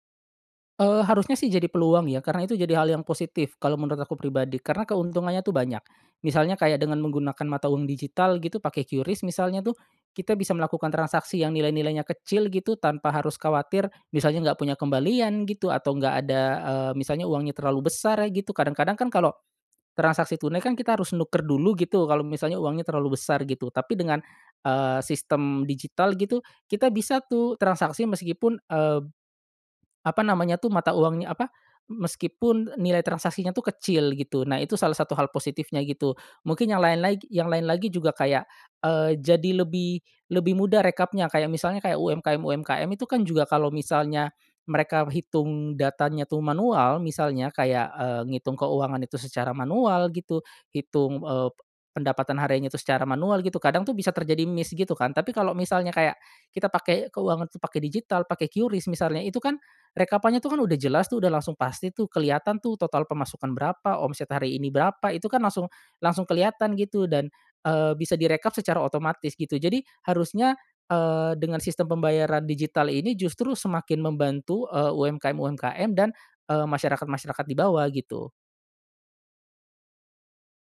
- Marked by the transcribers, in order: in English: "miss"
- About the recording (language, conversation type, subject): Indonesian, podcast, Bagaimana menurutmu keuangan pribadi berubah dengan hadirnya mata uang digital?